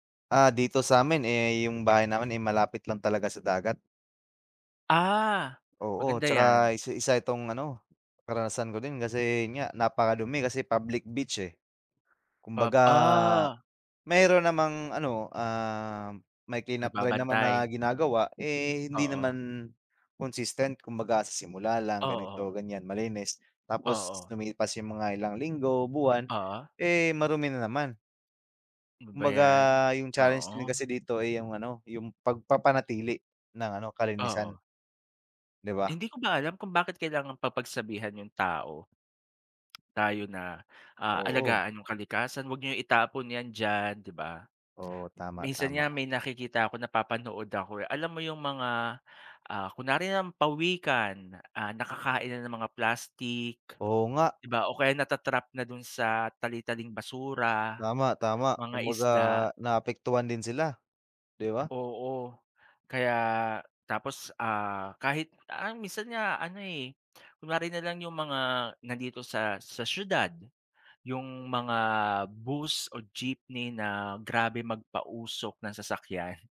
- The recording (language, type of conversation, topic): Filipino, unstructured, Paano mo mahihikayat ang mga tao sa inyong lugar na alagaan ang kalikasan?
- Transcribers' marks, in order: tapping; other background noise; laughing while speaking: "sasakyan"